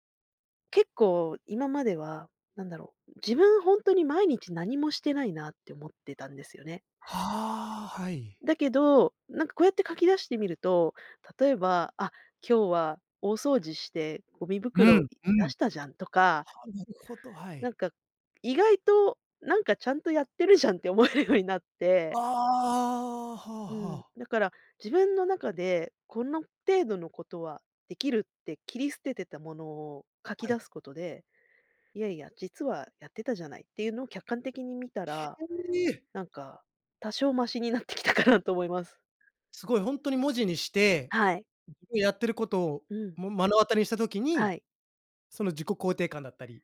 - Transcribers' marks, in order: tapping; laughing while speaking: "思えるようになって"; laughing while speaking: "なってきたかなと思います"
- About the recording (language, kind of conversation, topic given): Japanese, podcast, 完璧を目指すべきか、まずは出してみるべきか、どちらを選びますか？
- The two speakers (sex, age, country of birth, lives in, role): female, 40-44, Japan, Japan, guest; male, 35-39, Japan, Japan, host